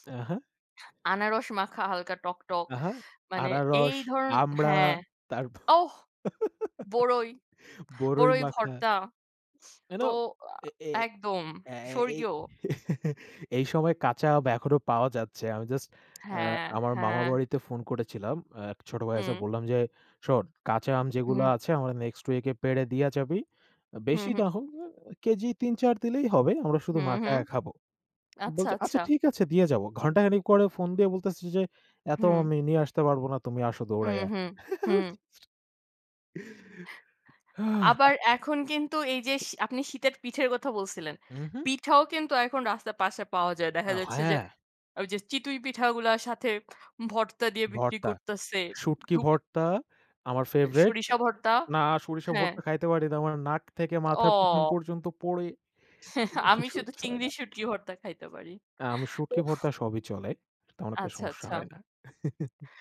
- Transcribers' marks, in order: tapping; laugh; chuckle; lip smack; chuckle; unintelligible speech; other background noise; unintelligible speech; chuckle; chuckle
- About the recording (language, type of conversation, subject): Bengali, unstructured, আপনার সবচেয়ে প্রিয় রাস্তার খাবার কোনটি?